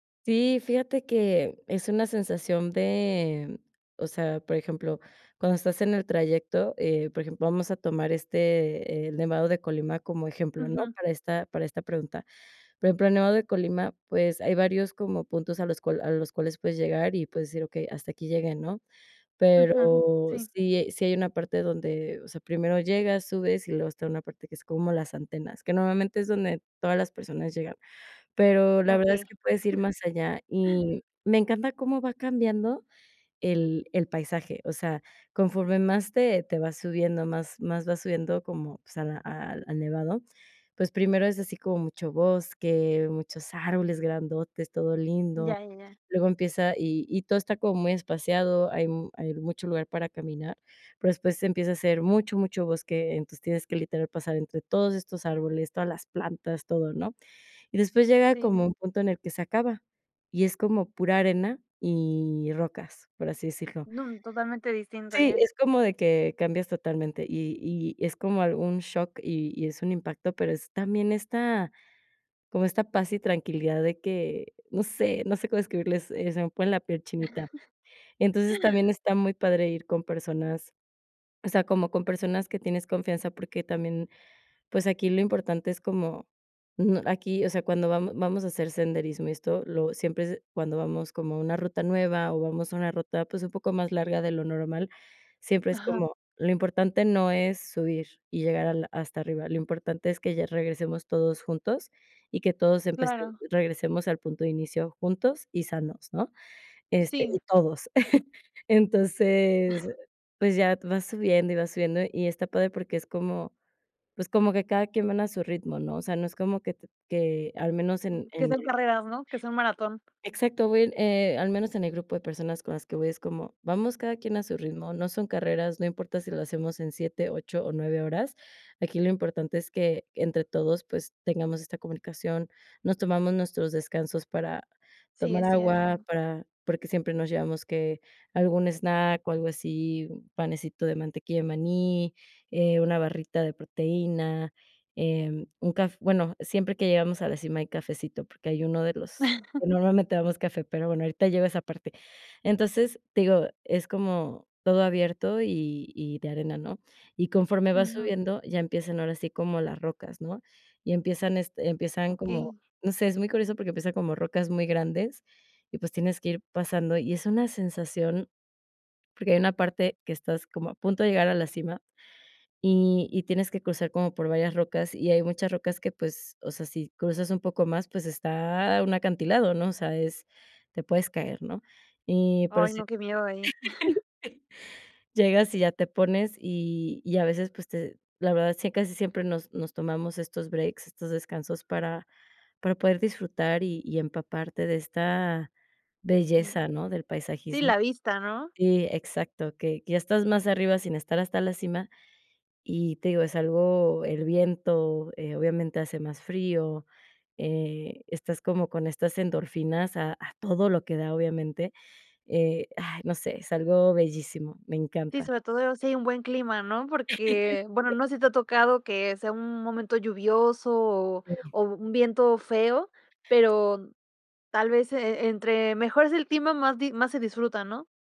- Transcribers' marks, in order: chuckle; chuckle; other background noise; chuckle; chuckle; chuckle; laugh; laugh; laughing while speaking: "Sí"
- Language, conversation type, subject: Spanish, podcast, ¿Qué es lo que más disfrutas de tus paseos al aire libre?